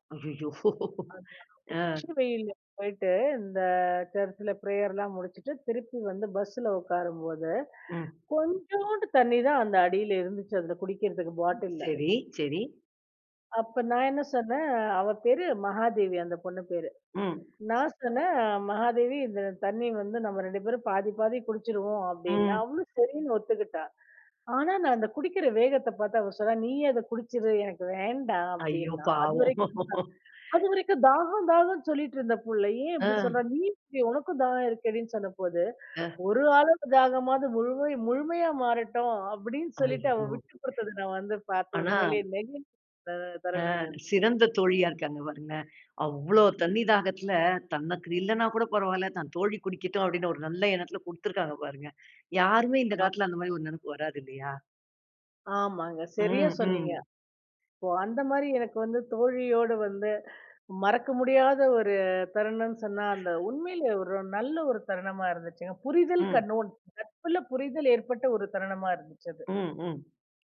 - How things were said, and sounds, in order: laughing while speaking: "அய்யய்யோ! அ"; other background noise; tapping; other noise; laughing while speaking: "பாவம்!"; sad: "அய்யோ!"
- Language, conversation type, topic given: Tamil, podcast, வயது கூடக் கூட மதிப்பு அதிகரித்துக் கொண்டிருக்கும் ஒரு நினைவைப் பற்றி சொல்ல முடியுமா?